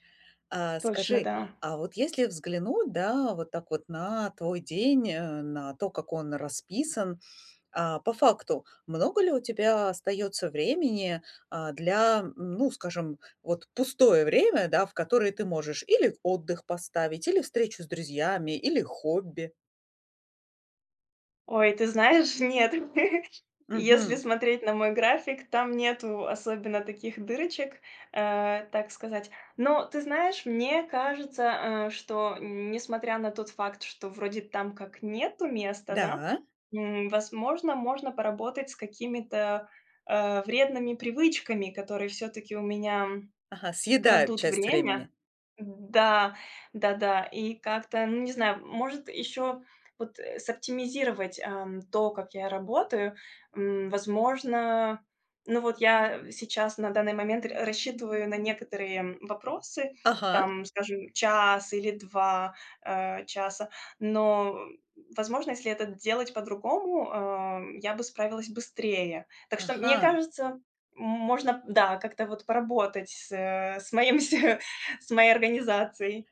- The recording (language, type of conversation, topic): Russian, advice, Как найти время для хобби при очень плотном рабочем графике?
- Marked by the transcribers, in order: chuckle; grunt; laughing while speaking: "моим с"